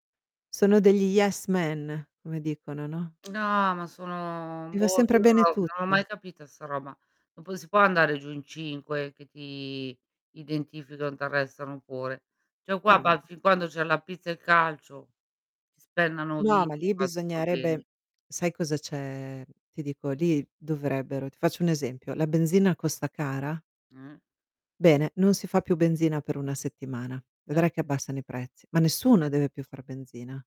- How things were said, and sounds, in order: in English: "yes man"; distorted speech; "Cioè" said as "ciè"; other background noise
- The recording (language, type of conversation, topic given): Italian, unstructured, Cosa ritieni ingiusto nelle tasse che paghi?